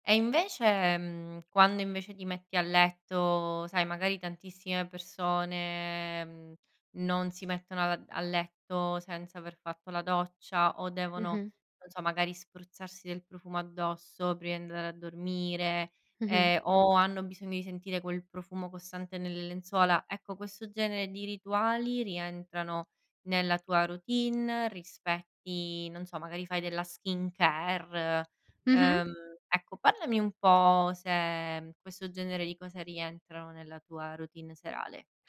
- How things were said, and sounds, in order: tapping; in English: "skincare"
- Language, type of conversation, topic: Italian, podcast, Qual è il tuo rituale serale per rilassarti?